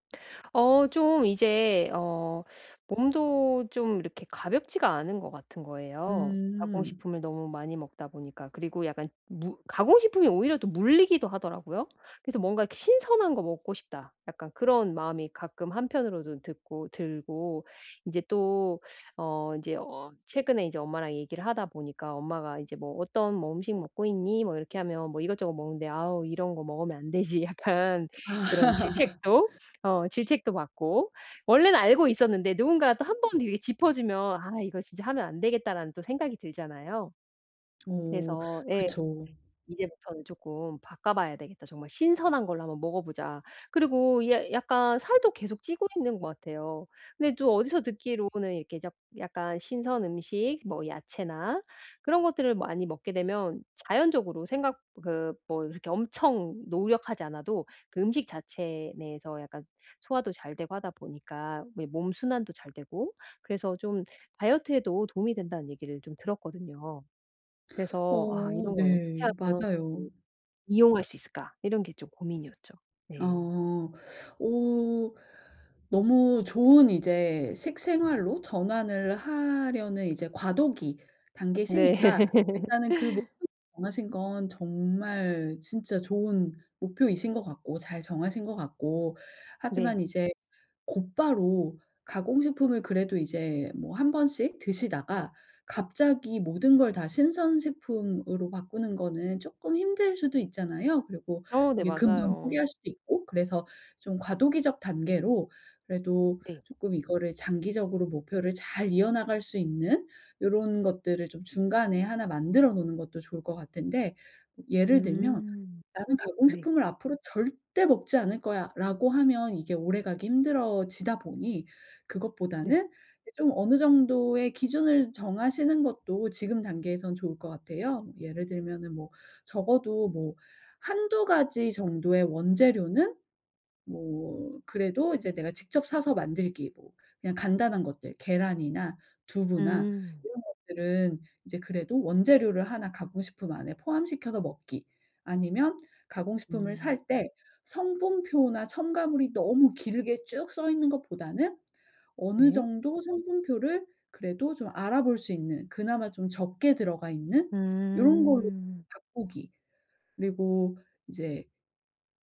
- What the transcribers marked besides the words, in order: teeth sucking; laugh; tapping; laughing while speaking: "되지"; unintelligible speech; other background noise
- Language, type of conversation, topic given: Korean, advice, 장볼 때 가공식품을 줄이려면 어떤 식재료를 사는 것이 좋을까요?